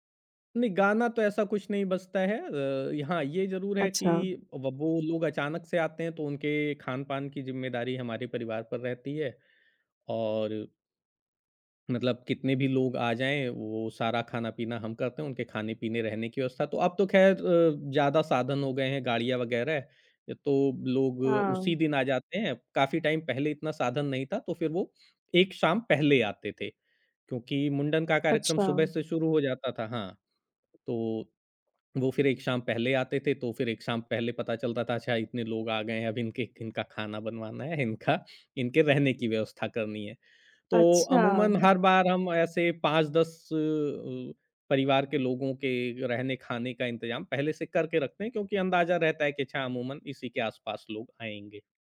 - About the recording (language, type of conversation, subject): Hindi, podcast, आपके परिवार की सबसे यादगार परंपरा कौन-सी है?
- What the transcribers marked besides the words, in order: "वो" said as "बो"; in English: "टाइम"; other background noise; laughing while speaking: "है, इनका"